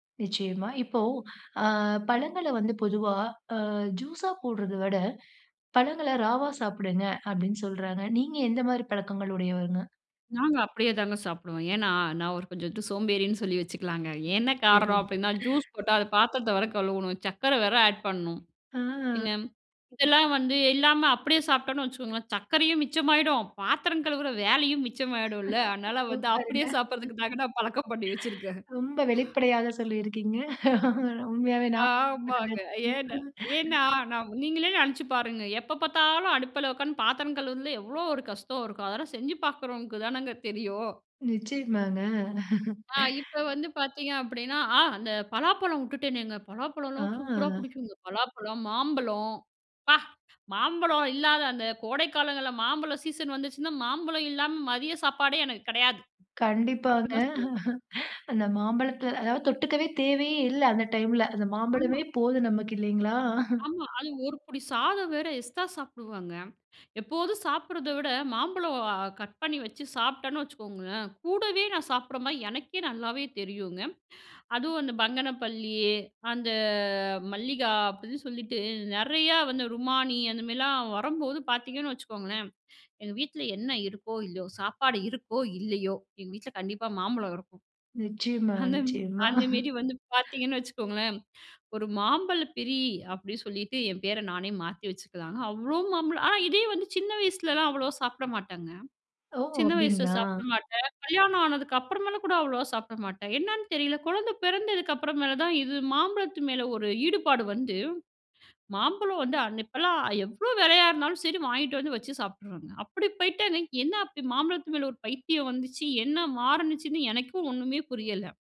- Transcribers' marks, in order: drawn out: "அ"; in English: "ஜூஸா"; in English: "ராவா"; laughing while speaking: "நான் ஒரு கொஞ்சம் வந்து சோம்பேறின்னு … வேற ஆட் பண்ணணும்"; other background noise; laughing while speaking: "தெரியல"; laughing while speaking: "சக்கரையும் மிச்சமாயிடும், பாத்திரம் கழுவுற வேலையும் … பழக்கம் பண்ணி வச்சுருக்கேன்"; laughing while speaking: "சூப்பருங்க. ம். ரொம்ப வெளிப்படையாக சொல்லியிருக்கீங்க. உண்மையாவே நா"; inhale; laughing while speaking: "ஆமாங்க. ஏன் ஏன்னா நா நீங்களே நெனச்சு பாருங்க"; drawn out: "ஆமாங்க"; unintelligible speech; "பாக்குறவங்களுக்கு" said as "பாக்குறவங்கக்கு"; laughing while speaking: "தானங்க தெரியும்"; laughing while speaking: "நிச்சயமாங்க"; surprised: "அ அந்த பலாப்பழம் உட்டுட்டேனேங்க"; "மாம்பழம்" said as "மாம்பலோ"; surprised: "ப்பா"; angry: "மாம்பலோ இல்லாத அந்த கோடைக்காலங்கள்ல மாம்பலோ … சாப்பாடே எனக்கு கெடையாது"; "மாம்பழம்" said as "மாம்பலோ"; "மாம்பழம்" said as "மாம்பலோ"; "மாம்பழம்" said as "மாம்பலோ"; laughing while speaking: "கண்டிப்பாங்க. அந்த மாம்பழத்த அதாவது தொட்டுக்கவே … நமக்கு இல்லி ங்களா?"; in English: "எஸ்ட்ரா"; drawn out: "அந்த"; laughing while speaking: "அந்தம் அந்த மாரி வந்து பாத்தீங்கன்னு … நானே மாத்தி வச்சுக்கலா"; laughing while speaking: "நிச்சயமா, நிச்சயமா"; inhale; "மாம்பழம்" said as "மாம்பலோ"; surprised: "ஓ!"
- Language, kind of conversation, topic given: Tamil, podcast, பருவத்திற்கு ஏற்ற பழங்களையும் காய்கறிகளையும் நீங்கள் எப்படி தேர்வு செய்கிறீர்கள்?